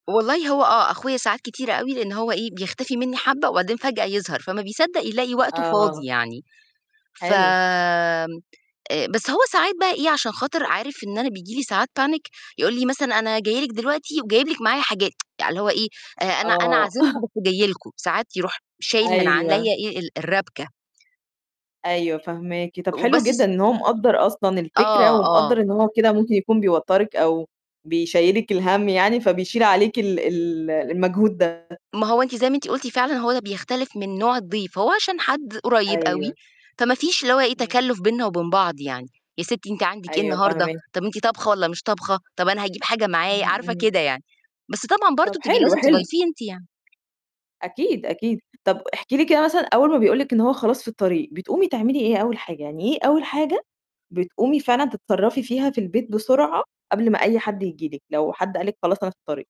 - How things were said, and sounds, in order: in English: "panic"; tsk; chuckle; background speech; distorted speech; tapping
- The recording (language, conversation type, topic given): Arabic, podcast, إزاي بتستقبلوا الضيوف في بيتكم، وهل عندكم طقوس ثابتة دايمًا؟